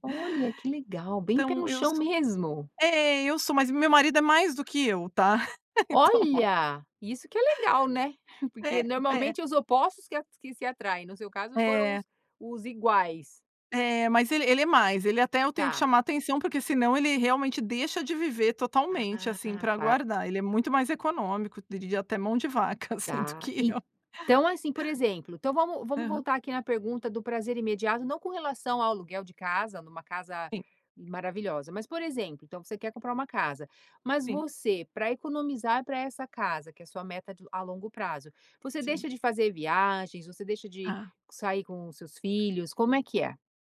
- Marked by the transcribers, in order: laugh; laughing while speaking: "assim, do que eu"
- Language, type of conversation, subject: Portuguese, podcast, Como equilibrar o prazer imediato com metas de longo prazo?